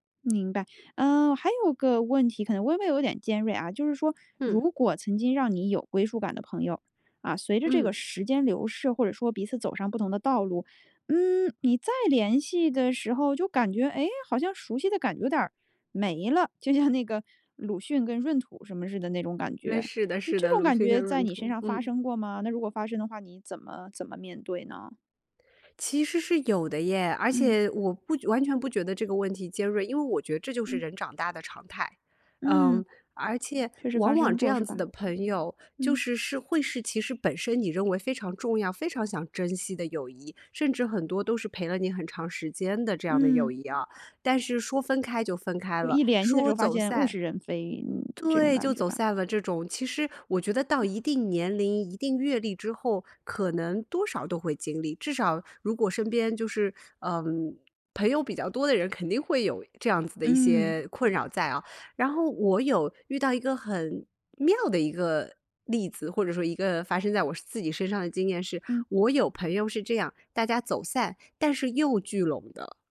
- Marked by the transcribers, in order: other background noise; laughing while speaking: "像"; tapping
- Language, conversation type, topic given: Chinese, podcast, 你认为什么样的朋友会让你有归属感?